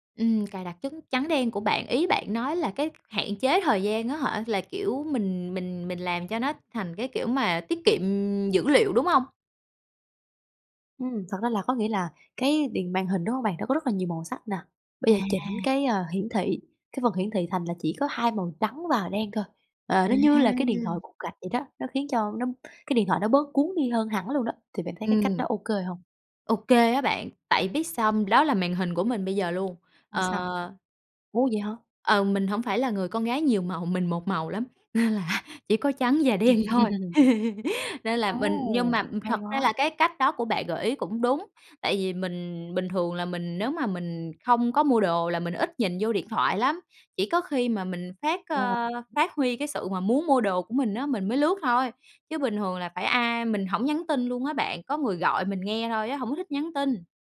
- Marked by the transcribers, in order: tapping; other noise; laughing while speaking: "nhiều màu"; laughing while speaking: "nên là, chỉ có trắng và đen thôi"; laugh; other background noise
- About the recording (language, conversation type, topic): Vietnamese, advice, Dùng quá nhiều màn hình trước khi ngủ khiến khó ngủ